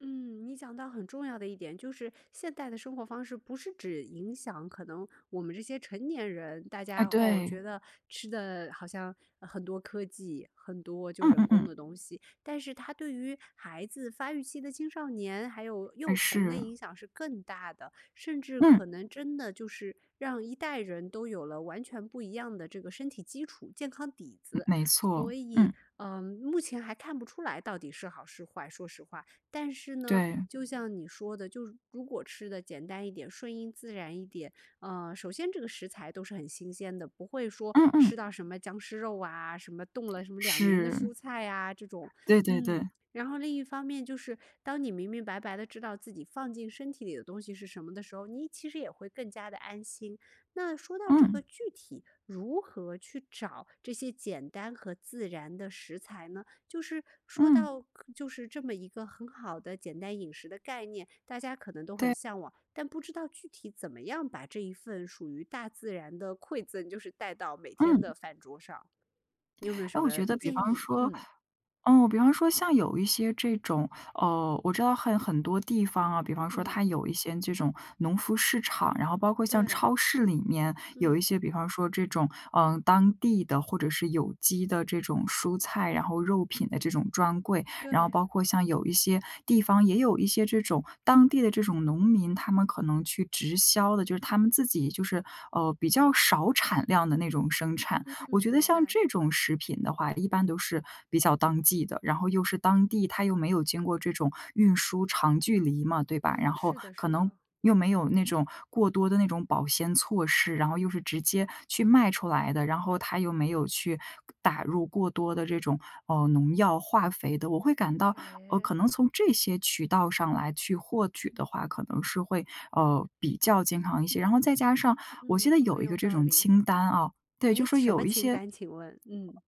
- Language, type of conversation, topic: Chinese, podcast, 简单的饮食和自然生活之间有什么联系？
- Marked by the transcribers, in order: none